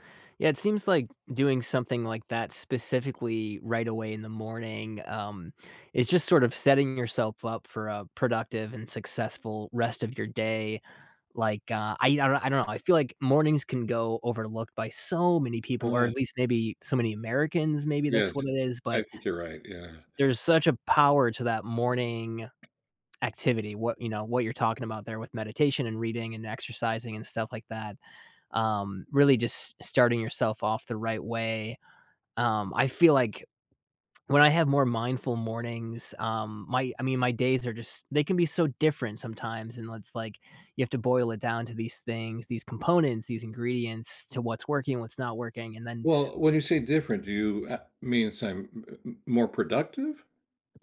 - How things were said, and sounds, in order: stressed: "so"; tsk; other background noise; tsk; tapping
- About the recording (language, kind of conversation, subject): English, unstructured, What did you never expect to enjoy doing every day?